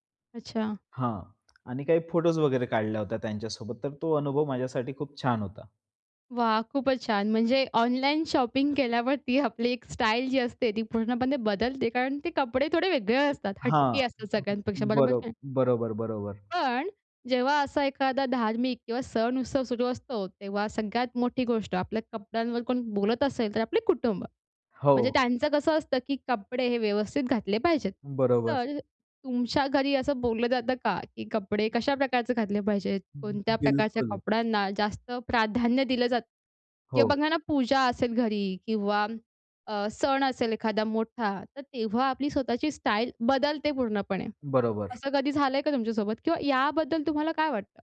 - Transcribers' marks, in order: in English: "शॉपिंग"
- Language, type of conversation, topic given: Marathi, podcast, सण-उत्सवांमध्ये तुम्ही तुमची वेशभूषा आणि एकूण लूक कसा बदलता?